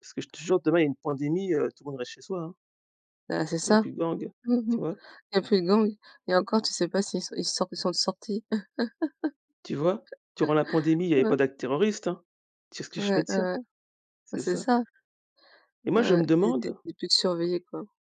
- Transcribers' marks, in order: laugh; tapping
- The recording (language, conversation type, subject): French, unstructured, Que penses-tu de l’importance de voter aux élections ?